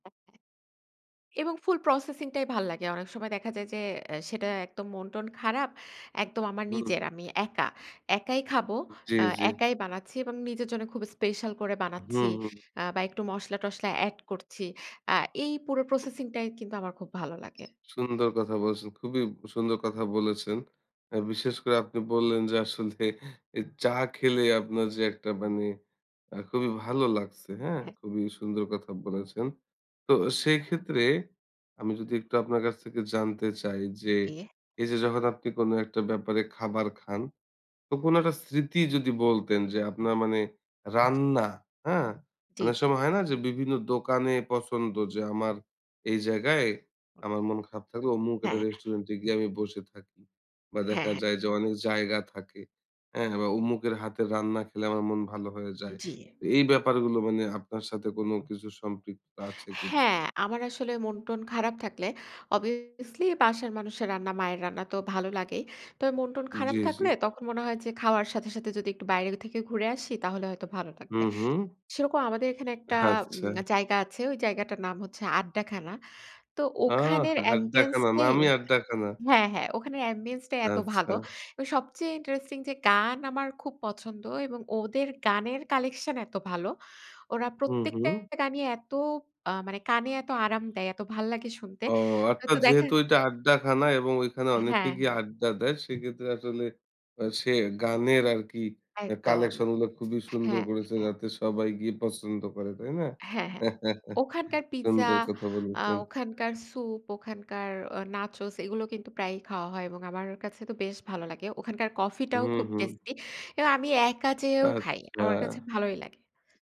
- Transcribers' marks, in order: unintelligible speech; other background noise; laughing while speaking: "আসলে এ"; in English: "অবভিয়াসলি"; horn; "আচ্ছা" said as "হাচ্ছা"; chuckle
- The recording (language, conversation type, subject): Bengali, podcast, মন খারাপ থাকলে কোন খাবার আপনাকে সান্ত্বনা দেয়?